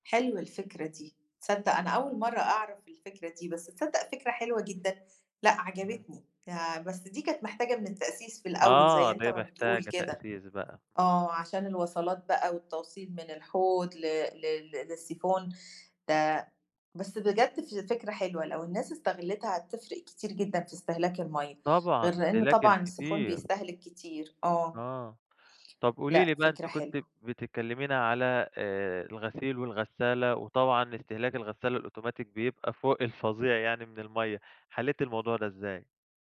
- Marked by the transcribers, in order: other background noise
- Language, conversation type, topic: Arabic, podcast, إيه أبسط حاجات بتعملها عشان توفّر الميّه في البيت من غير تعقيد؟